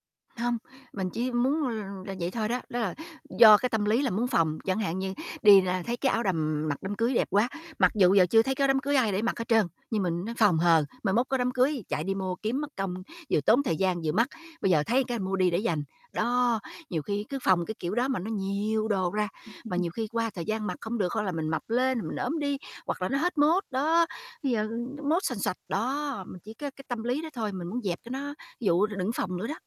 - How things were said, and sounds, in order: tapping; chuckle
- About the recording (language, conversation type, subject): Vietnamese, advice, Bạn có thói quen tích trữ đồ để phòng khi cần nhưng hiếm khi dùng không?